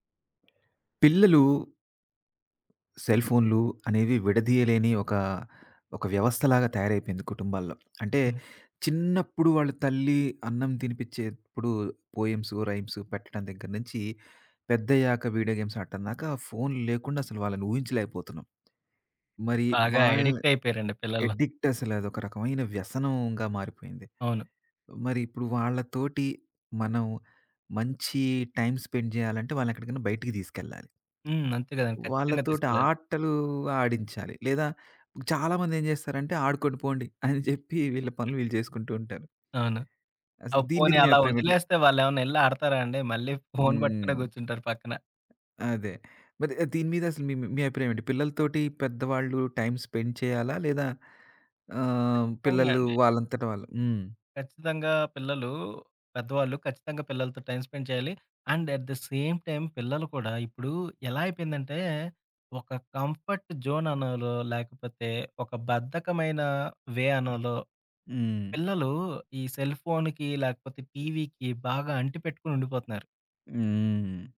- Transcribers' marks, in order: tapping; in English: "వీడియో గేమ్స్"; in English: "టైమ్ స్పెండ్"; other background noise; in English: "టైమ్ స్పెండ్"; in English: "టైమ్ స్పెండ్"; in English: "అండ్ ఎట్ ది సేమ్ టైమ్"; in English: "కంఫర్ట్ జోన్"; in English: "వే"; in English: "సెల్‌ఫోన్‌కి"
- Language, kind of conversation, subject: Telugu, podcast, పార్కులో పిల్లలతో ఆడేందుకు సరిపోయే మైండ్‌ఫుల్ ఆటలు ఏవి?